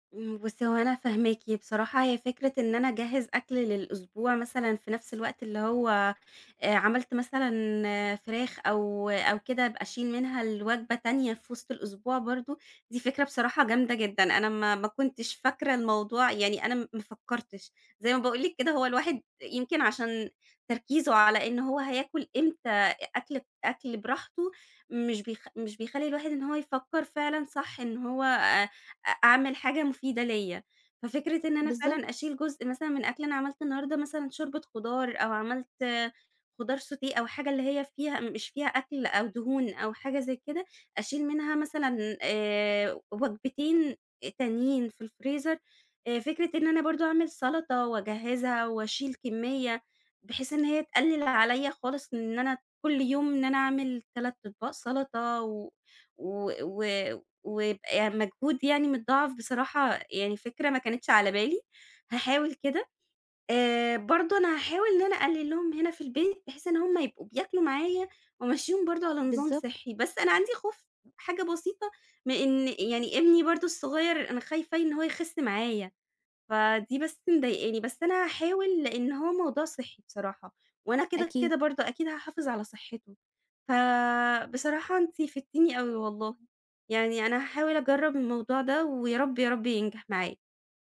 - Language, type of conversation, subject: Arabic, advice, إزاي أبدأ خطة أكل صحية عشان أخس؟
- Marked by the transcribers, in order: in French: "sauté"